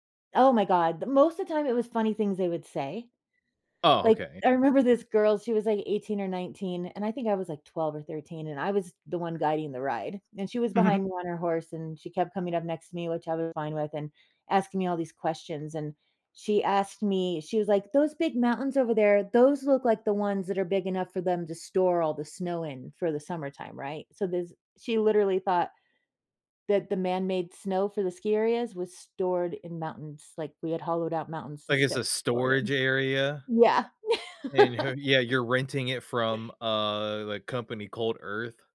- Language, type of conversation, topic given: English, unstructured, What keeps me laughing instead of quitting when a hobby goes wrong?
- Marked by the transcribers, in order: giggle; laugh